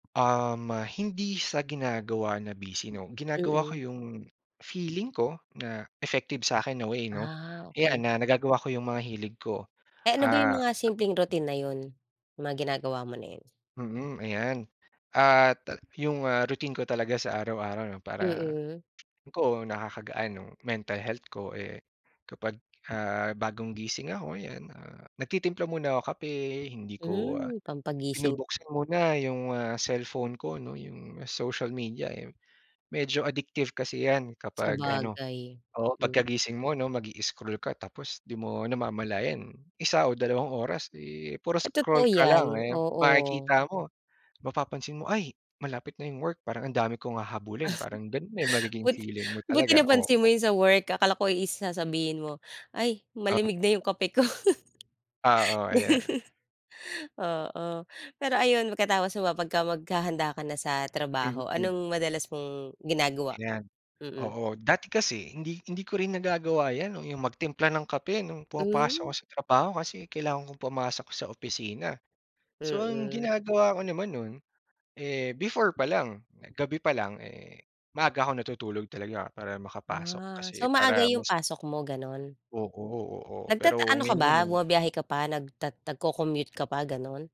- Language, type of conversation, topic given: Filipino, podcast, Paano mo pinangangalagaan ang kalusugang pangkaisipan habang nagtatrabaho?
- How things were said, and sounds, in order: other background noise; tapping; chuckle; giggle; laughing while speaking: "Gano"